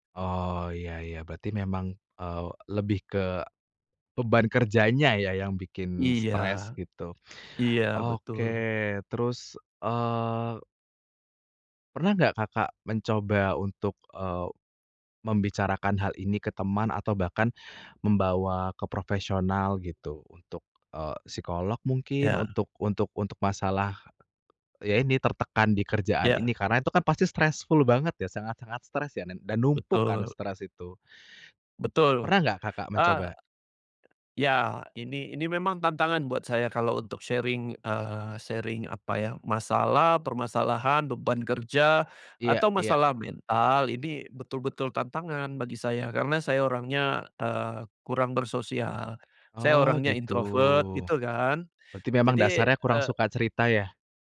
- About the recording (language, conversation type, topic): Indonesian, podcast, Bagaimana cara menyeimbangkan pekerjaan dan kehidupan pribadi?
- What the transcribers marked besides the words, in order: in English: "stressful"; in English: "sharing"; in English: "sharing"